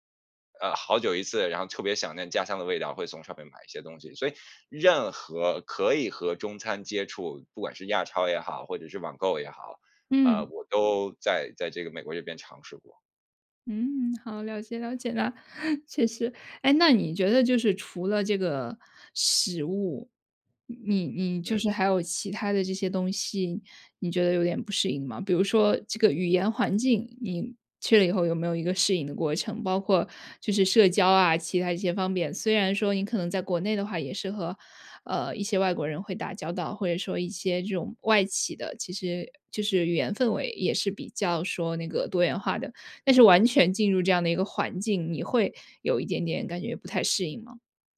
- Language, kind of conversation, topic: Chinese, podcast, 移民后你最难适应的是什么？
- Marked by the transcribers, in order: chuckle